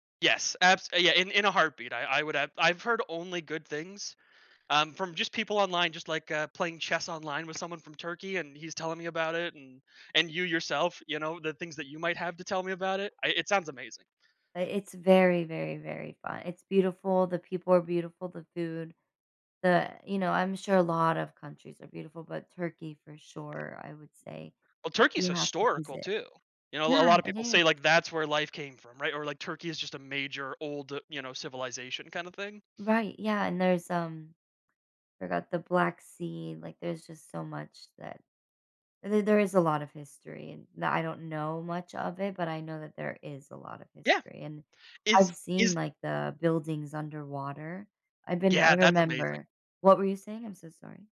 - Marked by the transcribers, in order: other background noise; tapping; stressed: "is"
- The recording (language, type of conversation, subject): English, unstructured, How could being able to speak any language change the way you experience the world?